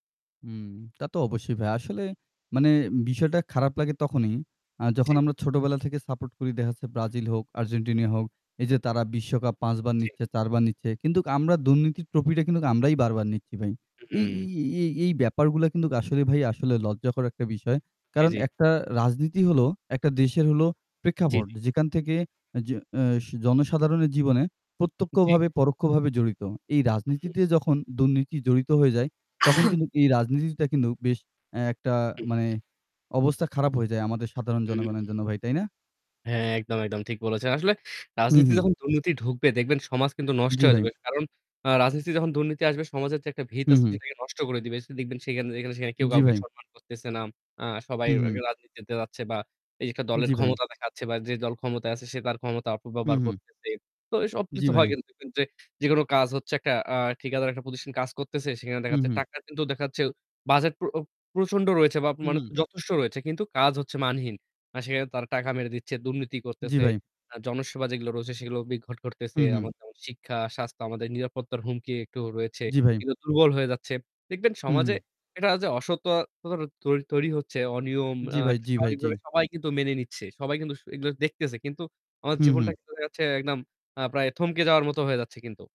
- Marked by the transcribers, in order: static; distorted speech; cough
- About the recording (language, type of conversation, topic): Bengali, unstructured, রাজনীতিতে দুর্নীতির প্রভাব সম্পর্কে আপনি কী মনে করেন?